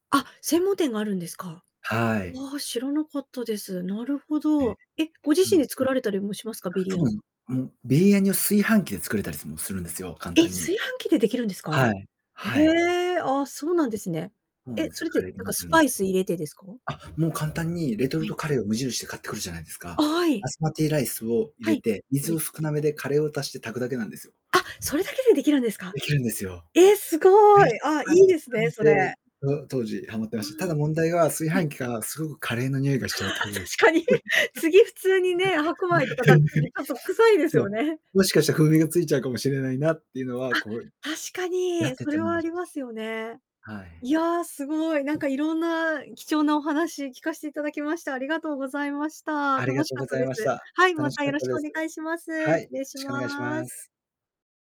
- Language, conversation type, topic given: Japanese, podcast, 食べ物で一番思い出深いものは何ですか?
- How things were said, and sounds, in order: distorted speech; unintelligible speech; chuckle; laugh; other background noise; laugh